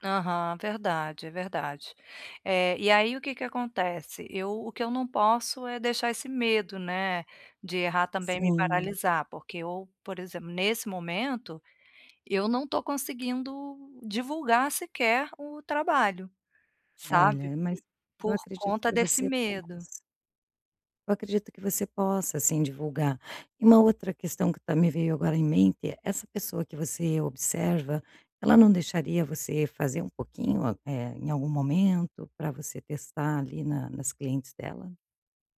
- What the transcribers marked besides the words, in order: none
- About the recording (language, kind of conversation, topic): Portuguese, advice, Como posso parar de ter medo de errar e começar a me arriscar para tentar coisas novas?